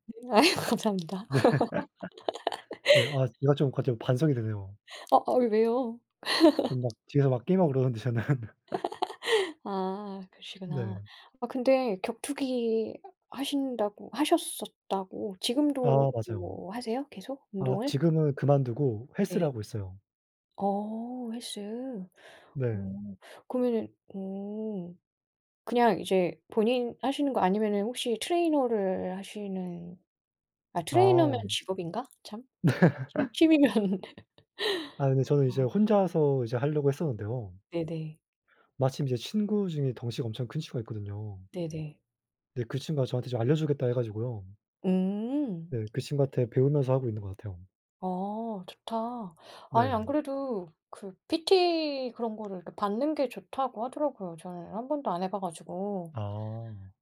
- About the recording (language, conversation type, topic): Korean, unstructured, 취미를 하다가 가장 놀랐던 순간은 언제였나요?
- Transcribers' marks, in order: laughing while speaking: "아이 감사합니다"; laughing while speaking: "네"; laugh; tapping; laugh; laughing while speaking: "저는"; laugh; other background noise; laughing while speaking: "네"; laugh; laughing while speaking: "취미면은"; laugh